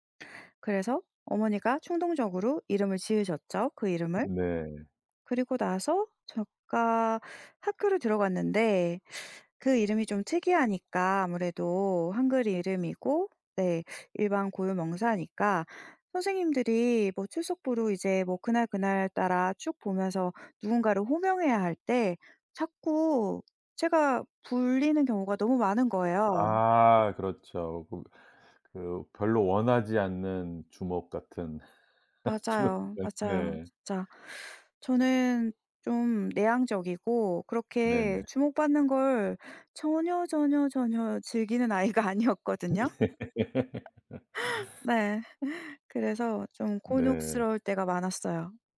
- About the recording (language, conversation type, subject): Korean, podcast, 네 이름에 담긴 이야기나 의미가 있나요?
- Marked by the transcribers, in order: tapping; "제가" said as "저까"; other background noise; laugh; laughing while speaking: "주목 같"; laughing while speaking: "아이가 아니었거든요. 네"; other noise; laugh